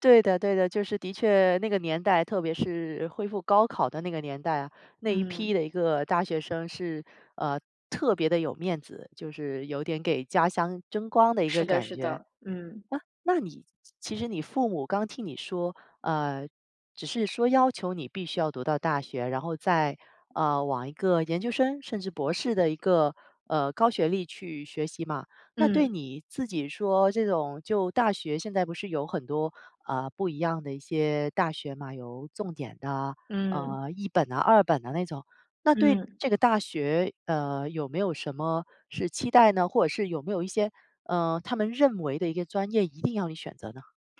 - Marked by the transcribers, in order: "听" said as "替"
- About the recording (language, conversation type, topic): Chinese, podcast, 你家里人对你的学历期望有多高？